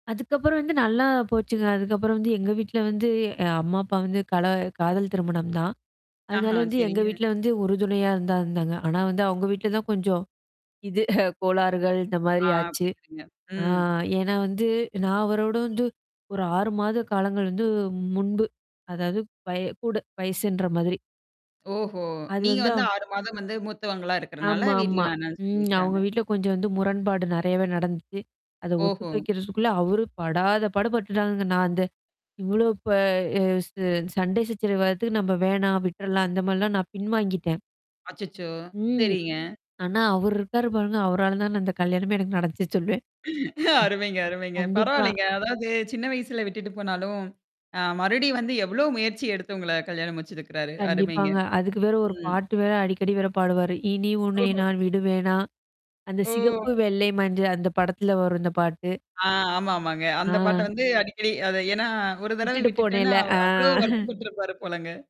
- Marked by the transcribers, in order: other background noise; chuckle; other noise; joyful: "இந்த கல்யாணமே எனக்கு நடச்சு சொல்வேன்"; laughing while speaking: "அருமைங்க, அருமைங்க. பரவாயில்லங்க"; tapping; chuckle
- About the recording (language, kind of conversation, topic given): Tamil, podcast, ஒரு சாதாரண நாள் உங்களுக்கு எப்போதாவது ஒரு பெரிய நினைவாக மாறியதுண்டா?